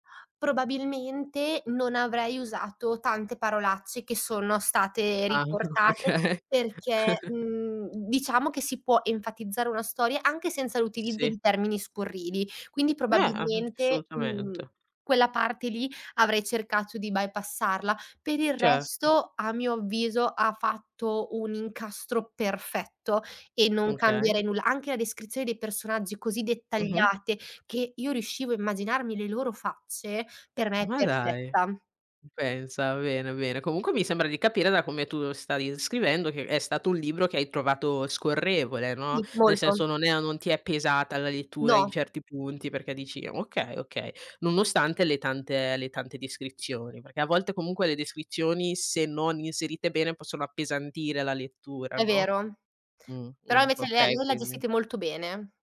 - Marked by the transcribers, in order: laughing while speaking: "o oka"; "okay" said as "oka"; chuckle; in English: "bypassarla"; tapping
- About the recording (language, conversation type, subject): Italian, podcast, Di quale libro vorresti vedere un adattamento cinematografico?